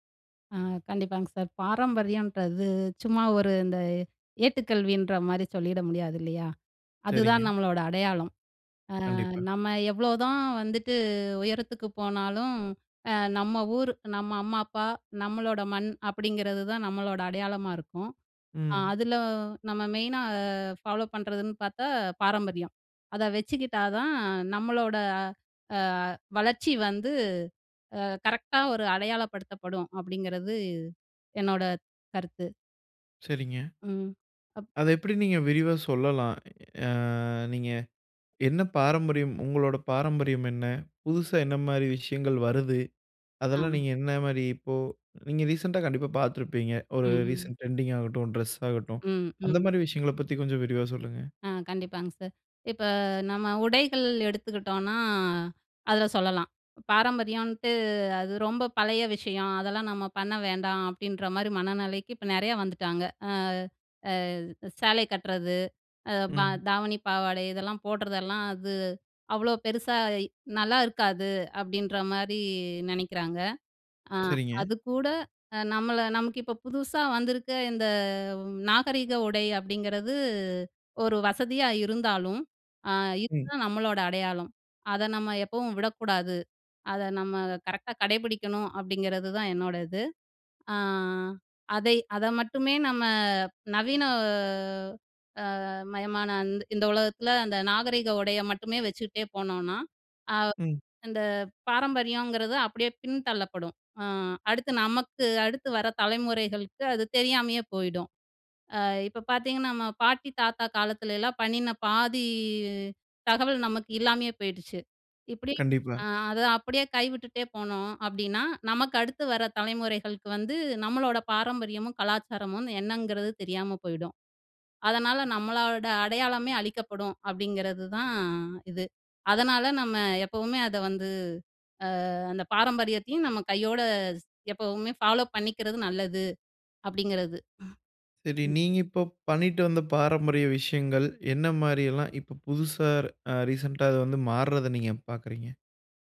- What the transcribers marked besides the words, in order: drawn out: "மெயினா"; in English: "ஃபாலோ"; other background noise; in English: "ரீசென்ட் டிரெண்டிங்"; drawn out: "அ"; drawn out: "நவீன"; inhale; in English: "ரீசென்டா"; "மாறுவதை" said as "மாறுரதை"
- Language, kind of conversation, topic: Tamil, podcast, பாரம்பரியத்தை காப்பாற்றி புதியதை ஏற்கும் சமநிலையை எப்படிச் சீராகப் பேணலாம்?